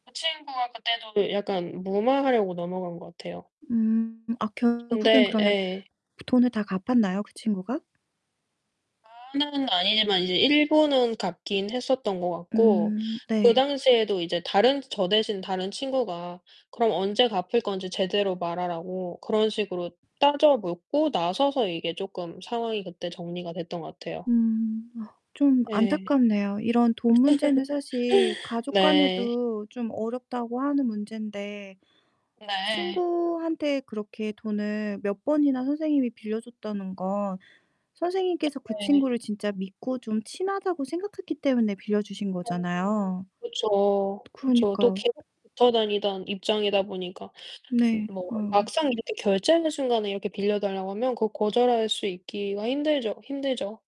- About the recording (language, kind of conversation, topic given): Korean, unstructured, 친구가 거짓말했을 때 용서할 수 있나요?
- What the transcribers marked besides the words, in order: distorted speech; other background noise; static; laugh